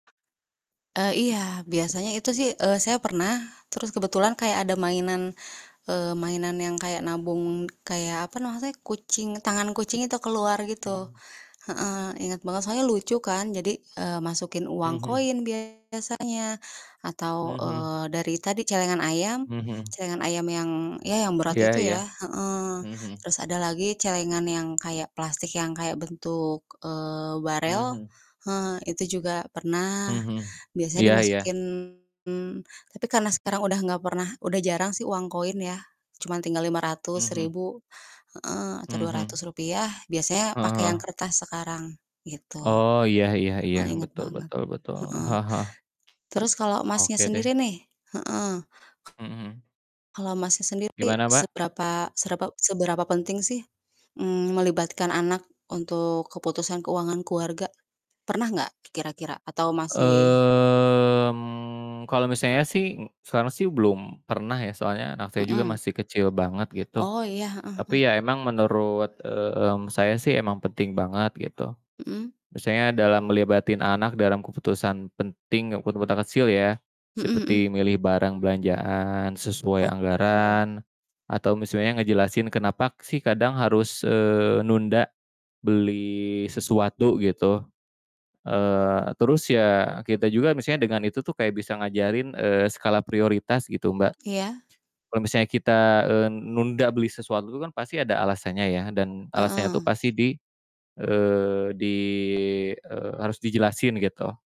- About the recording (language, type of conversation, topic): Indonesian, unstructured, Bagaimana cara mengajari anak tentang uang sejak dini?
- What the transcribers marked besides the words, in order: static; other background noise; distorted speech; tapping; mechanical hum; drawn out: "Mmm"; drawn out: "di"